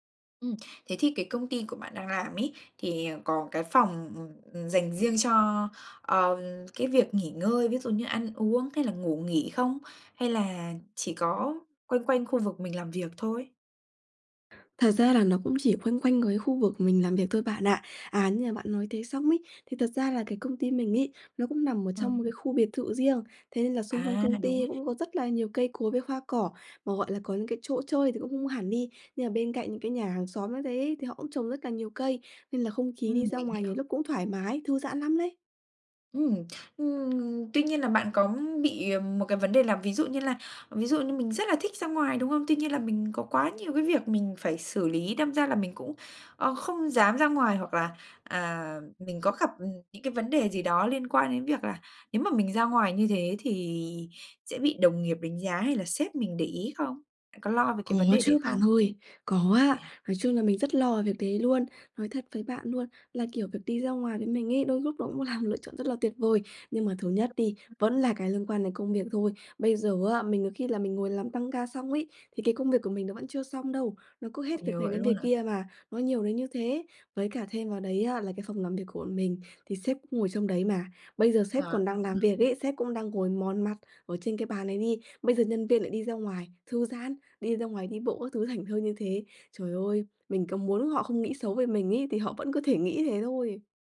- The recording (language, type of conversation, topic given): Vietnamese, advice, Làm sao để tôi vận động nhẹ nhàng xuyên suốt cả ngày khi phải ngồi nhiều?
- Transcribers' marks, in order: tapping; other background noise; unintelligible speech; unintelligible speech